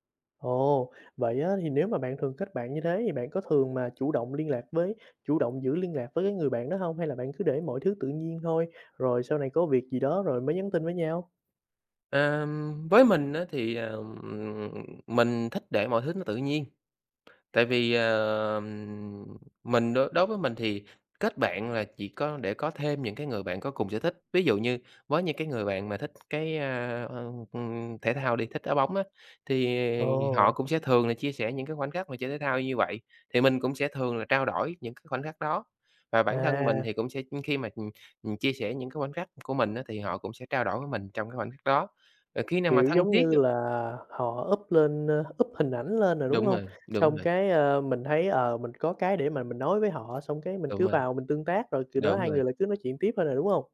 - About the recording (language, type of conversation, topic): Vietnamese, podcast, Bạn có thể kể về một chuyến đi mà trong đó bạn đã kết bạn với một người lạ không?
- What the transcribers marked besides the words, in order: tapping; in English: "up"; in English: "up"; other background noise